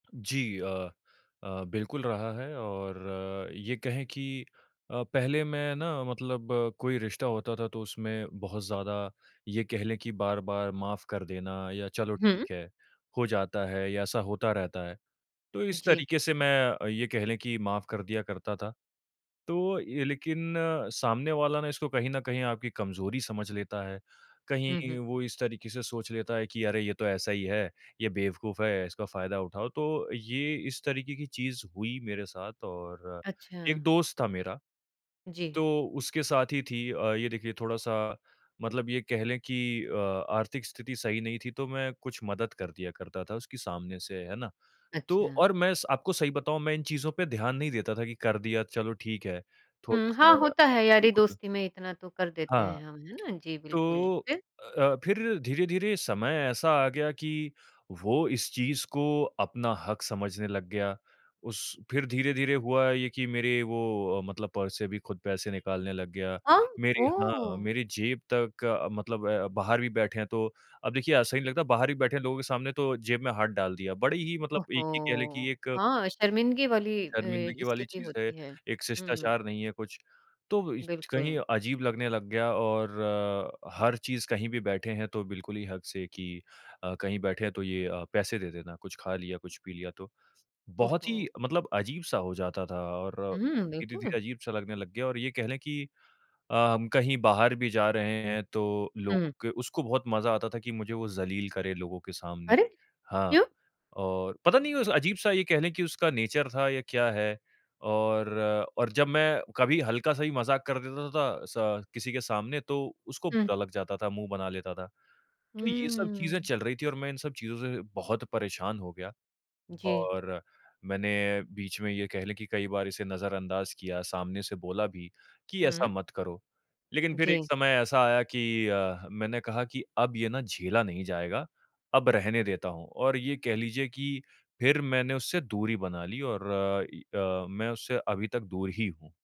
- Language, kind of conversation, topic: Hindi, podcast, अगर कोई बार-बार आपकी सीमा लांघे, तो आप क्या कदम उठाते हैं?
- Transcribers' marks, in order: tapping; in English: "पर्स"; surprised: "ओहो!"; surprised: "अरे! क्यों?"; in English: "नेचर"